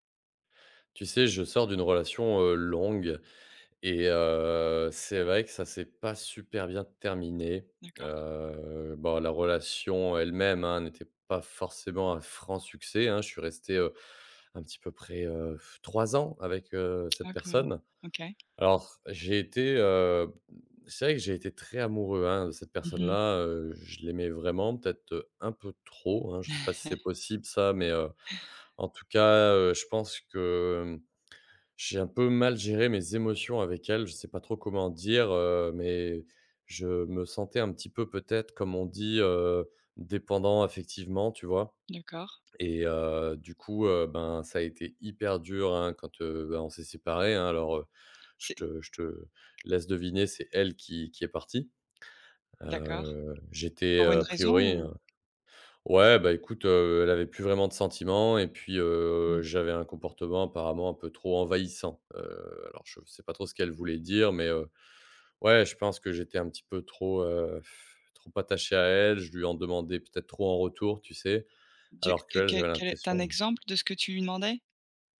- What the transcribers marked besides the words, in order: blowing; tapping; chuckle; blowing
- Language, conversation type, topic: French, advice, Comment surmonter la peur de se remettre en couple après une rupture douloureuse ?